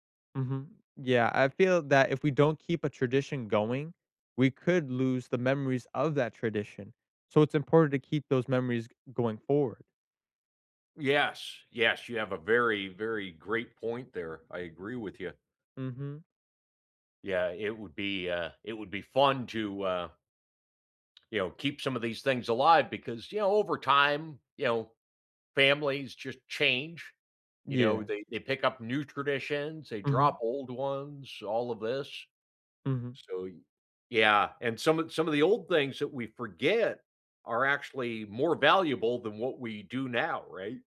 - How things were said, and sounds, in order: none
- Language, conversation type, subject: English, unstructured, What cultural tradition do you look forward to each year?